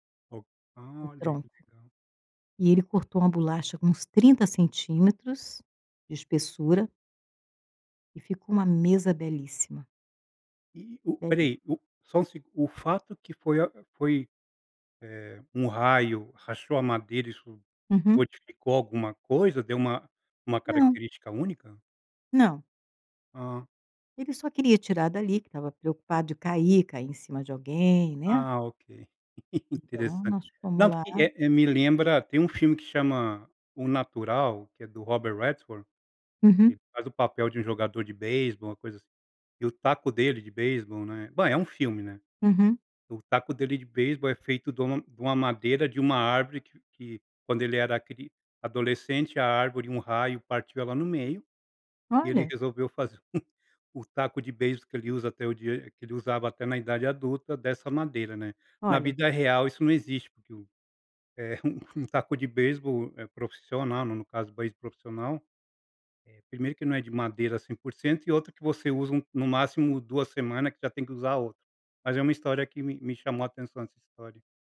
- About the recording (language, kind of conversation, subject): Portuguese, podcast, Você pode me contar uma história que define o seu modo de criar?
- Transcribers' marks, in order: chuckle; tapping; chuckle